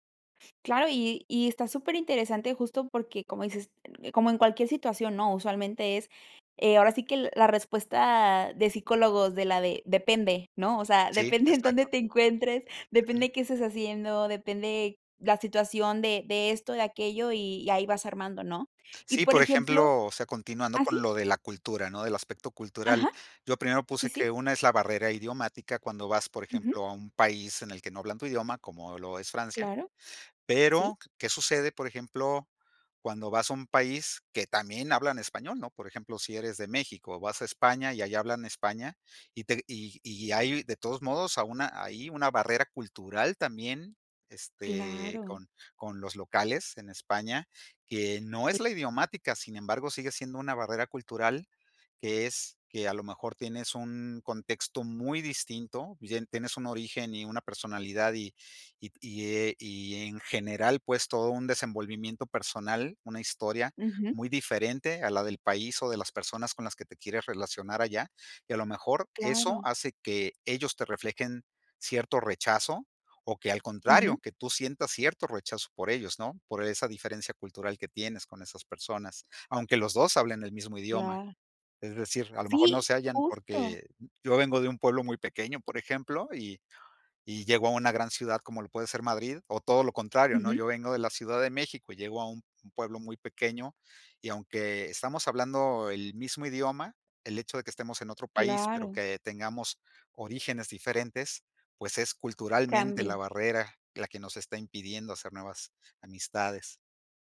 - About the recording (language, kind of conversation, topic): Spanish, podcast, ¿Qué barreras impiden que hagamos nuevas amistades?
- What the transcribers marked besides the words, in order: laughing while speaking: "depende en"; other background noise